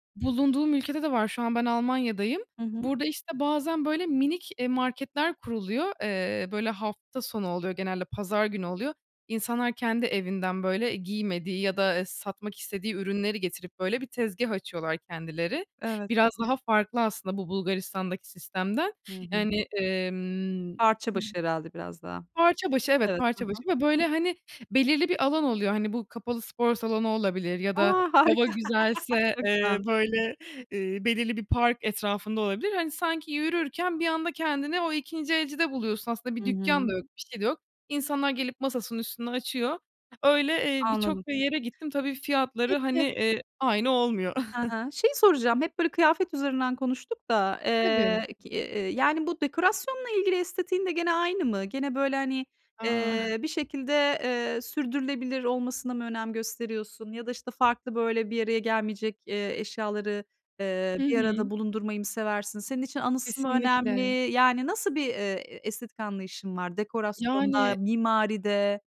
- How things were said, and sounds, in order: tapping; chuckle; other background noise; chuckle
- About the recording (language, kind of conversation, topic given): Turkish, podcast, Kendi estetiğini nasıl tanımlarsın?